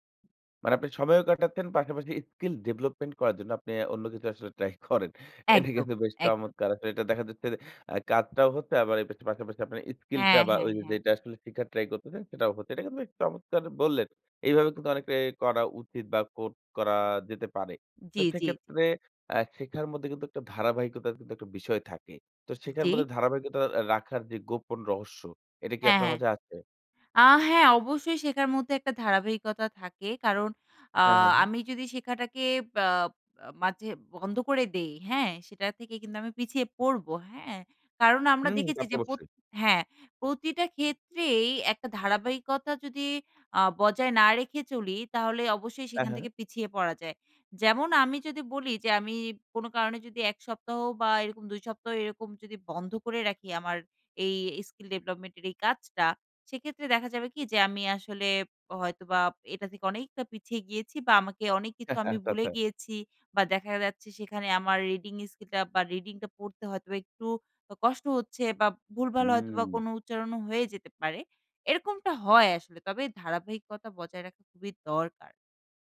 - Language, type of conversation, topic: Bengali, podcast, প্রতিদিন সামান্য করে উন্নতি করার জন্য আপনার কৌশল কী?
- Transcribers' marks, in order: chuckle